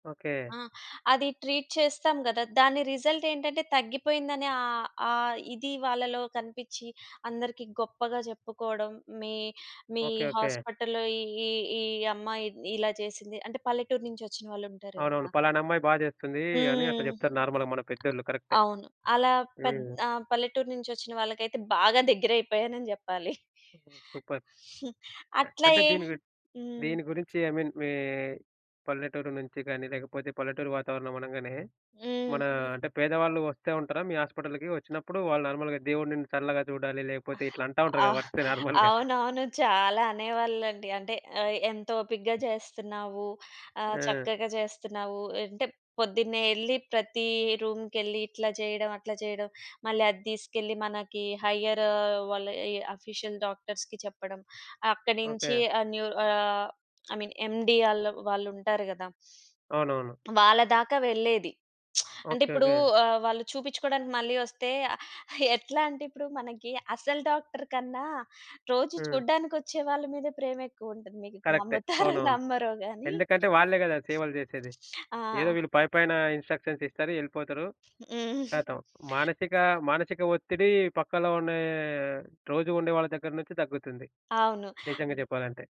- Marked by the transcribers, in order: in English: "ట్రీట్"; in English: "రిజల్ట్"; in English: "హాస్పిటల్‌లో"; other background noise; in English: "నార్మల్‌గా"; in English: "సూపర్"; in English: "ఐ మీన్"; in English: "హాస్పిటల్‌కి?"; in English: "నార్మల్‌గా"; in English: "నార్మల్‌గా"; in English: "రూమ్‌కెళ్లి"; in English: "హైయ్యర్"; in English: "ఆఫీషియల్ డాక్టర్స్‌కి"; in English: "ఐ మీన్ ఎండీ"; sniff; lip smack; giggle; in English: "ఇన్స్‌ట్రషన్స్"; in Hindi: "ఖతం"
- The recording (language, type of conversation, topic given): Telugu, podcast, మీ మొదటి ఉద్యోగం ఎలా దొరికింది, ఆ అనుభవం ఎలా ఉండింది?